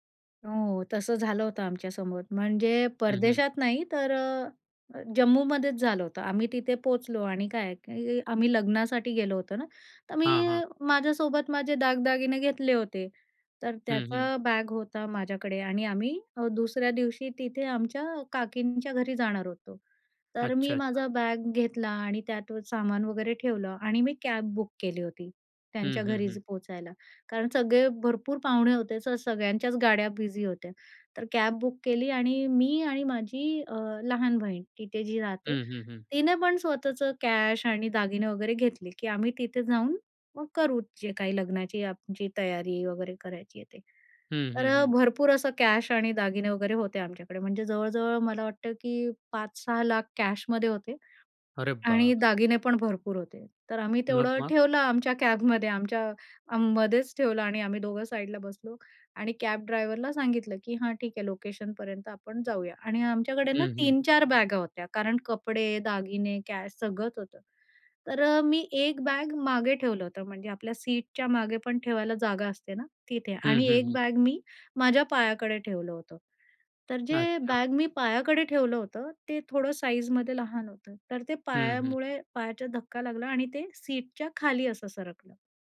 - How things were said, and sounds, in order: "त्यात" said as "त्यातू"; surprised: "अरे बापरे!"
- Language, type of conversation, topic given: Marathi, podcast, प्रवासात पैसे किंवा कार्ड हरवल्यास काय करावे?